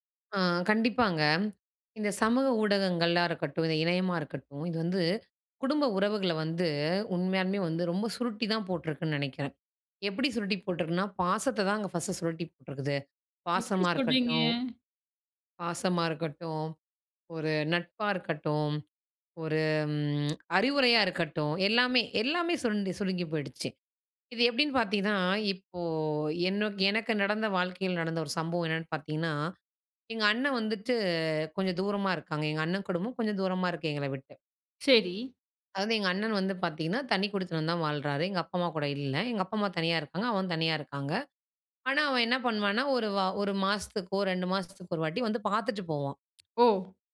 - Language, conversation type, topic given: Tamil, podcast, இணையமும் சமூக ஊடகங்களும் குடும்ப உறவுகளில் தலைமுறைகளுக்கிடையேயான தூரத்தை எப்படிக் குறைத்தன?
- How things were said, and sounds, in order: in English: "ஃபர்ஸ்ட்"; "எப்படி" said as "எப்புடி"; drawn out: "ம்"